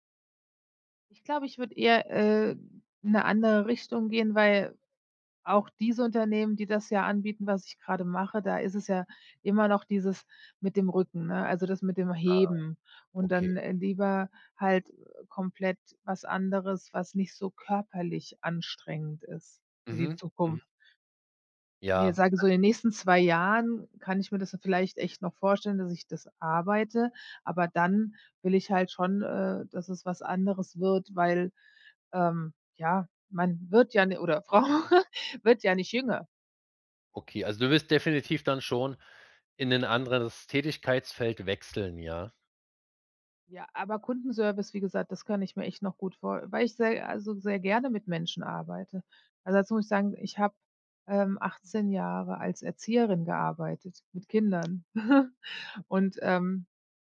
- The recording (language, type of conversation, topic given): German, advice, Ist jetzt der richtige Zeitpunkt für einen Jobwechsel?
- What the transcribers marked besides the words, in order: other noise; laughing while speaking: "Frau"; chuckle